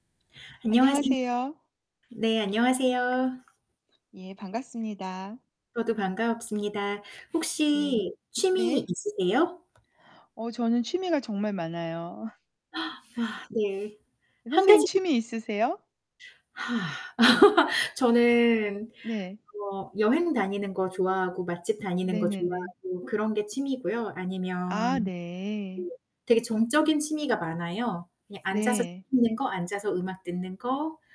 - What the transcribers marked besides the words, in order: other background noise; distorted speech; gasp; sigh; laugh
- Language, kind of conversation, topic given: Korean, unstructured, 취미를 시작할 때 가장 중요한 것은 무엇일까요?